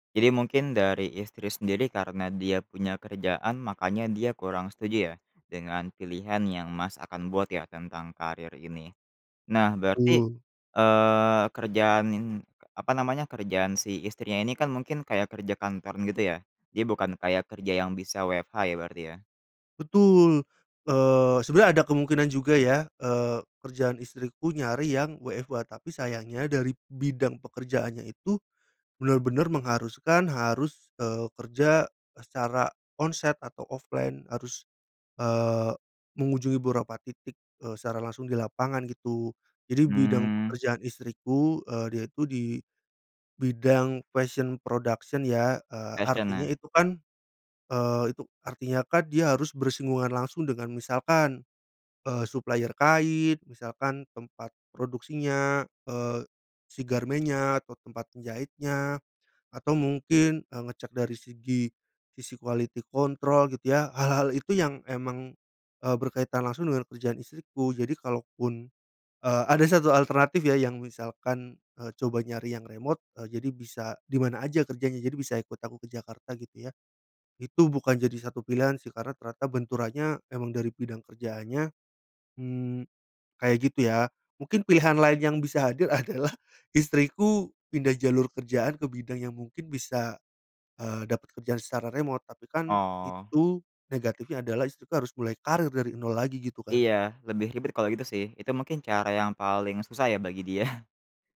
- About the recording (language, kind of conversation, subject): Indonesian, podcast, Bagaimana cara menimbang pilihan antara karier dan keluarga?
- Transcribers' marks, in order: other weather sound; other background noise; in English: "fashion production"; in English: "supplier"; in English: "quality control"; in English: "remote"; laughing while speaking: "adalah"; in English: "remote"; laughing while speaking: "dia?"